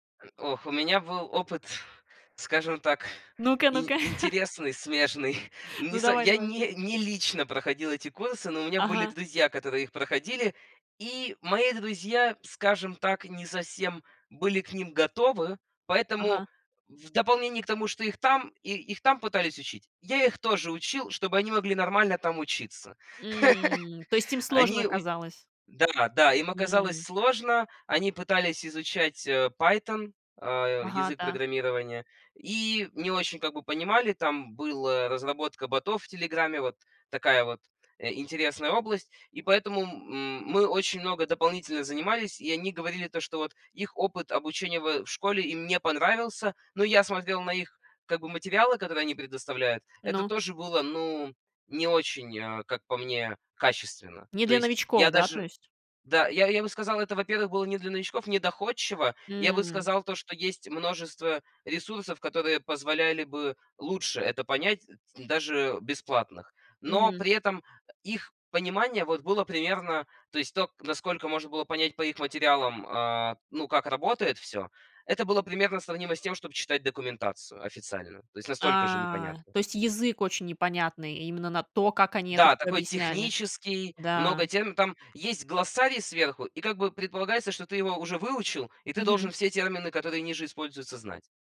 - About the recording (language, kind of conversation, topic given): Russian, podcast, Что вы думаете об онлайн-курсах и самообучении?
- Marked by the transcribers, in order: chuckle; laugh